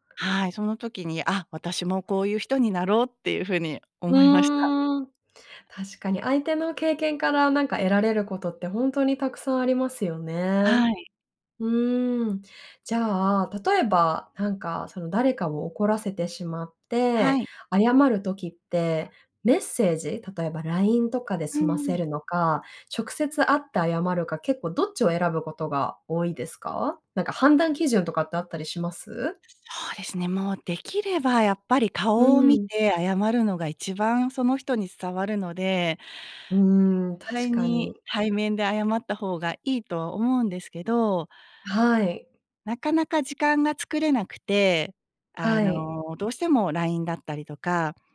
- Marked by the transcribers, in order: other noise; other background noise
- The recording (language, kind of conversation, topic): Japanese, podcast, うまく謝るために心がけていることは？